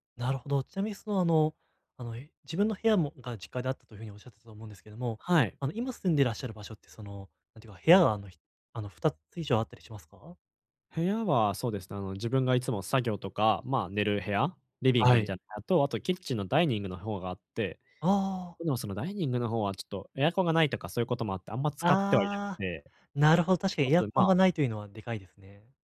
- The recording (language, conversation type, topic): Japanese, advice, 家でゆっくり休んで疲れを早く癒すにはどうすればいいですか？
- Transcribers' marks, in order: none